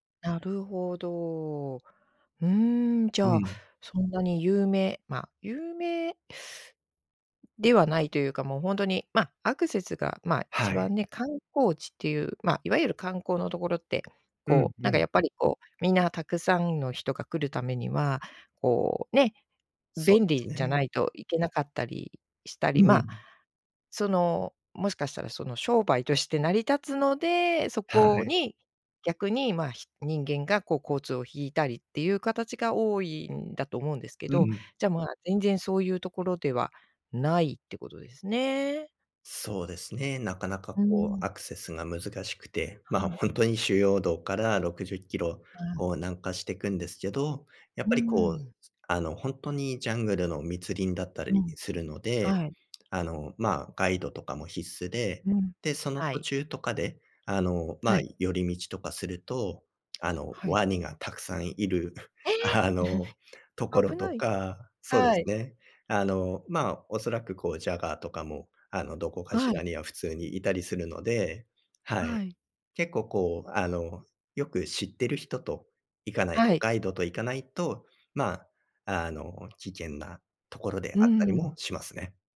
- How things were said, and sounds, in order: exhale; other noise; other background noise; laughing while speaking: "まあ、ほんとに"; tapping; surprised: "ええ"; chuckle
- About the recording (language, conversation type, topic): Japanese, podcast, 旅で見つけた秘密の場所について話してくれますか？